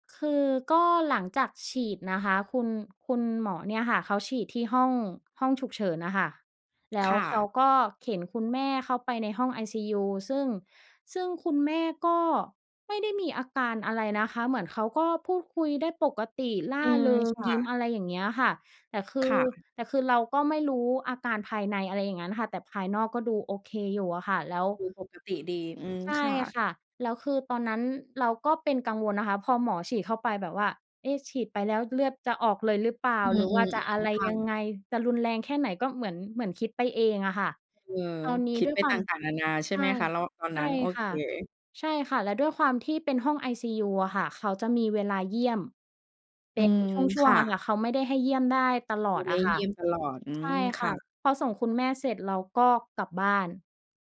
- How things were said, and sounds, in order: none
- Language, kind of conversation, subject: Thai, podcast, เล่าช่วงเวลาที่คุณต้องตัดสินใจยากที่สุดในชีวิตให้ฟังได้ไหม?